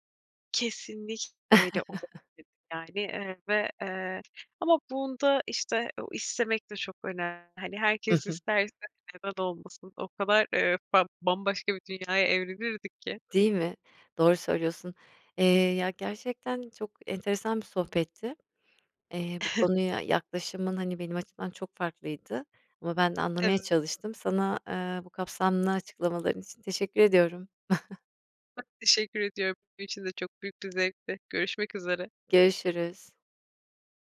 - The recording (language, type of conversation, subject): Turkish, podcast, Öğrenmenin yaşla bir sınırı var mı?
- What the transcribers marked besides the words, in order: chuckle; tapping; joyful: "O kadar, eee, fa bambaşka bir dünyaya evrilirdik ki"; chuckle; chuckle